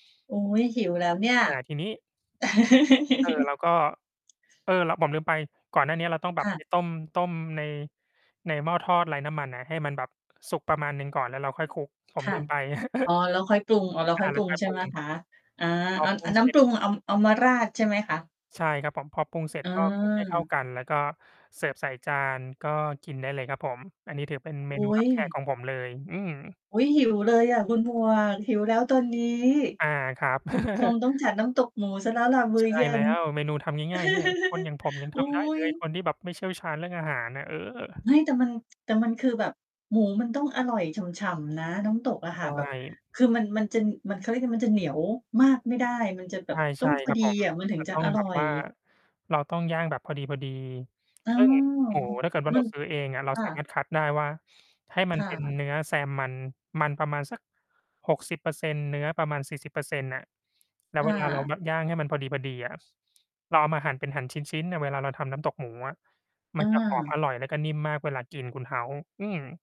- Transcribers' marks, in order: laugh; tapping; distorted speech; laugh; laugh; laugh; other background noise
- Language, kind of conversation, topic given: Thai, unstructured, คุณรู้สึกอย่างไรเมื่อทำอาหารเป็นงานอดิเรก?